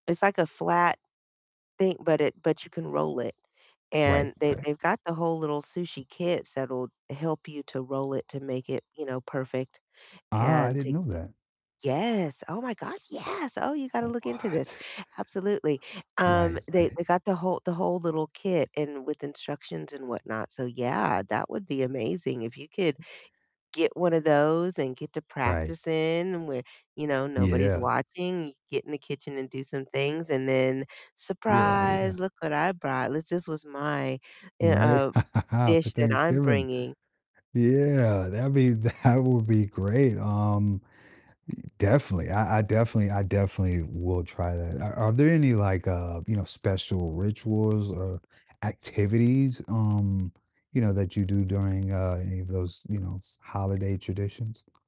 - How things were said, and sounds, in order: tapping; distorted speech; other background noise; laugh; laughing while speaking: "that"
- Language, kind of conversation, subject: English, unstructured, What holiday traditions bring you the most joy?